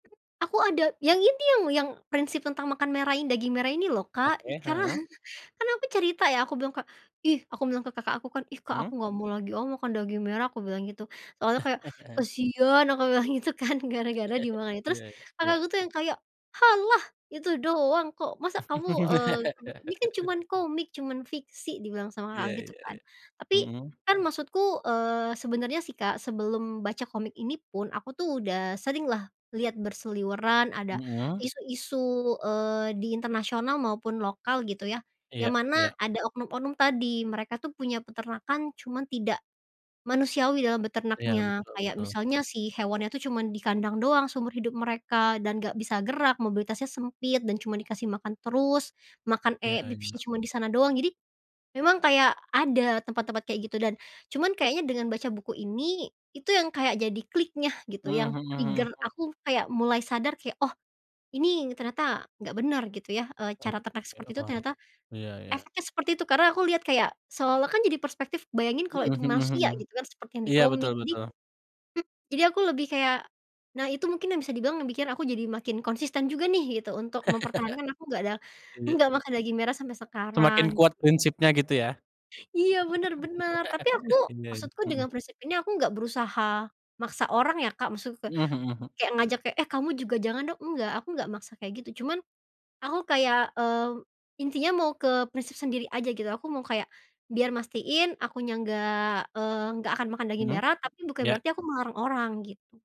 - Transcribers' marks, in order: other background noise; chuckle; chuckle; laugh; laughing while speaking: "bilang gitu kan"; laugh; in English: "trigger"; chuckle; laugh; tapping
- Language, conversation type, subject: Indonesian, podcast, Pernahkah sebuah buku mengubah cara pandangmu tentang sesuatu?